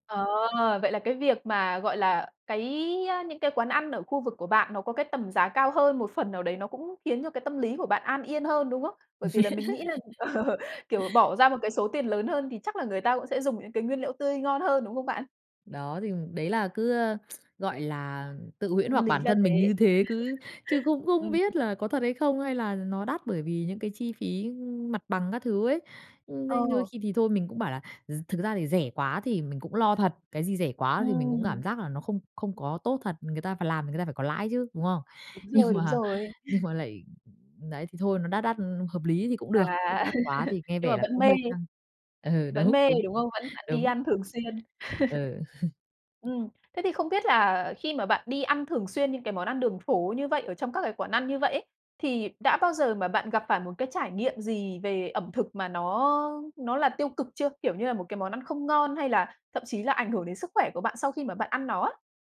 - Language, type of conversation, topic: Vietnamese, podcast, Bạn nghĩ sao về thức ăn đường phố ở chỗ bạn?
- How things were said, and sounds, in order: tapping; other background noise; laugh; laughing while speaking: "ờ"; lip smack; laughing while speaking: "cũng"; chuckle; laugh; laughing while speaking: "Nhưng mà"; chuckle; laughing while speaking: "Ừ"; chuckle; chuckle